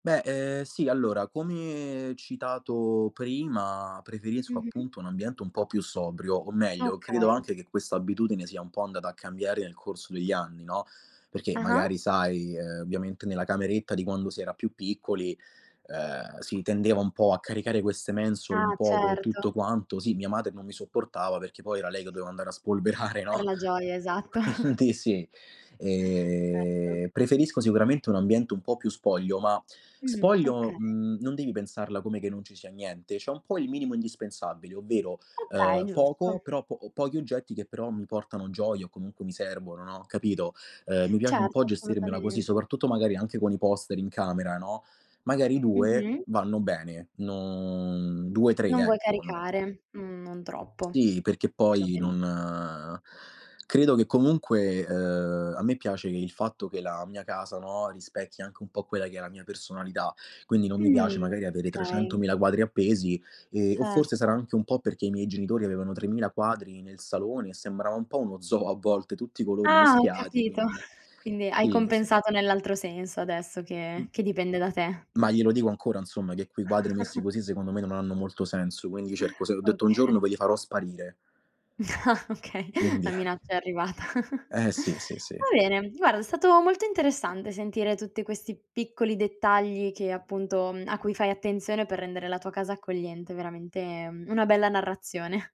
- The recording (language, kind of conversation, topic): Italian, podcast, Cosa fai per rendere la tua casa più accogliente?
- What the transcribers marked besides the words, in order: other background noise; laughing while speaking: "spolverare no, quindi sì"; chuckle; tapping; laughing while speaking: "capito"; chuckle; laughing while speaking: "Oka"; laughing while speaking: "No, okay, la minaccia è arrivata"; chuckle; laughing while speaking: "narrazione"